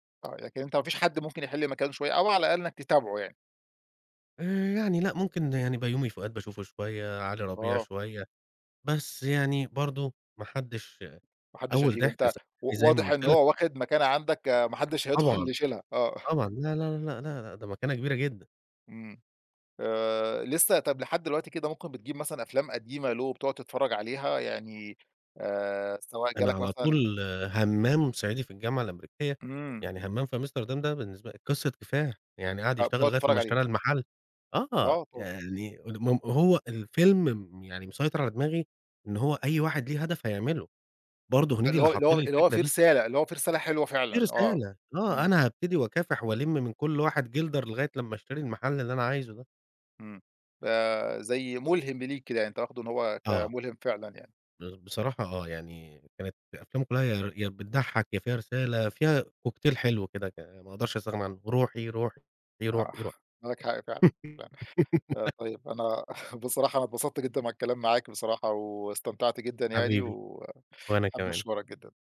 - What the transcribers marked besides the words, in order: unintelligible speech; chuckle; giggle
- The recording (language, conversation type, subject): Arabic, podcast, مين الفنان المحلي اللي بتفضّله؟